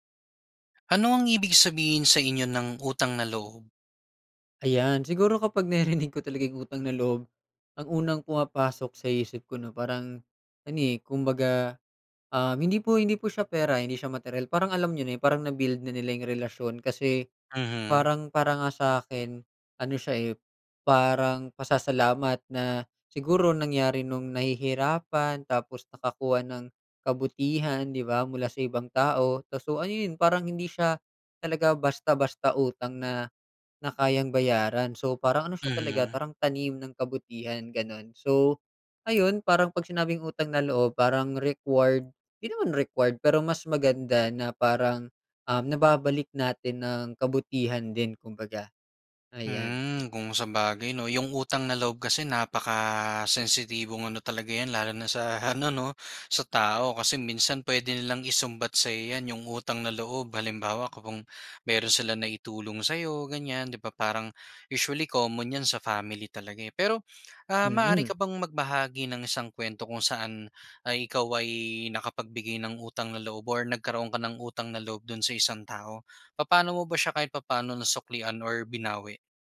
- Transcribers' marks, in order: other background noise; in English: "required"; in English: "required"; laughing while speaking: "ano 'no"
- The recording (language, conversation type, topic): Filipino, podcast, Ano ang ibig sabihin sa inyo ng utang na loob?